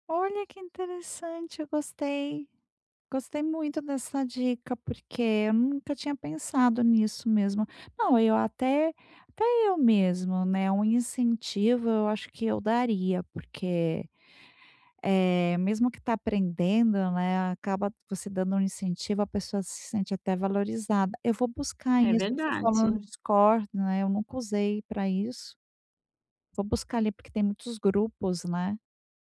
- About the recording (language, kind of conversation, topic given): Portuguese, advice, Como posso organizar minhas prioridades quando tudo parece urgente demais?
- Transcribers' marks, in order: none